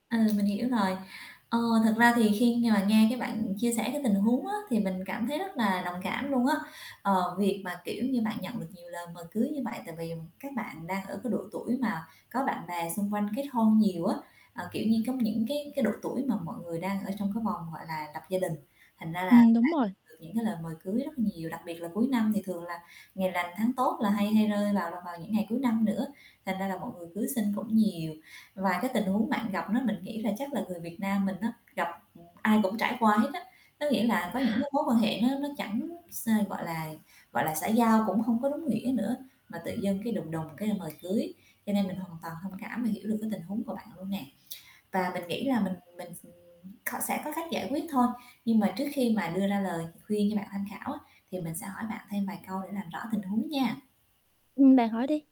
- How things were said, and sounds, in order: static; tapping; other street noise; distorted speech; horn
- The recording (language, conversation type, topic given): Vietnamese, advice, Làm sao để từ chối lời mời một cách khéo léo mà không làm người khác phật lòng?